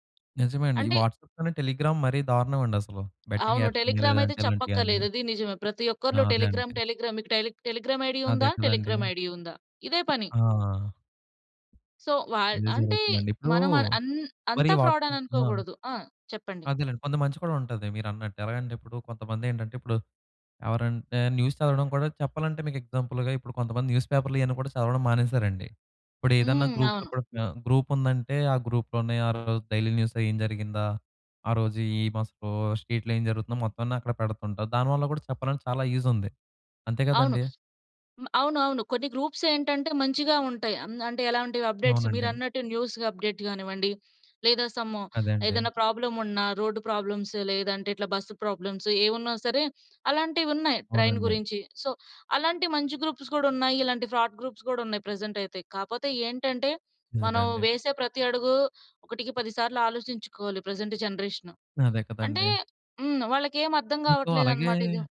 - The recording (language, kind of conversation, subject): Telugu, podcast, వాట్సాప్ గ్రూప్‌ల్లో మీరు సాధారణంగా ఏమి పంచుకుంటారు, ఏ సందర్భాల్లో మౌనంగా ఉండటం మంచిదని అనుకుంటారు?
- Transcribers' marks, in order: in English: "టెలిగ్రామ్"; in English: "బెట్టింగ్ యాప్స్"; in English: "టెలిగ్రామ్ టెలిగ్రామ్"; in English: "టెలీ టెలిగ్రామ్ ఐడీ"; in English: "టెలిగ్రామ్ ఐడీ"; in English: "సో"; in English: "ఫ్రాడ్"; in English: "వాట్సాప్"; in English: "న్యూస్"; in English: "ఎగ్జాంపుల్‌గా"; in English: "గ్రూప్‌తో"; in English: "గ్రూప్"; in English: "గ్రూప్‌లోనే"; in English: "డైలీ న్యూస్"; in English: "స్ట్రీట్‌లో"; in English: "యూజ్"; in English: "గ్రూప్స్"; in English: "అప్‌డేట్స్"; in English: "న్యూస్ అప్‌డేట్స్"; in English: "సమ్"; in English: "ప్రాబ్లమ్"; in English: "ప్రాబ్లమ్స్"; in English: "ప్రాబ్లమ్స్"; in English: "ట్రైన్"; in English: "సో"; in English: "గ్రూప్స్"; in English: "ఫ్రాడ్ గ్రూప్స్"; in English: "ప్రజెంట్"; in English: "ప్రజెంట్ జనరేషన్"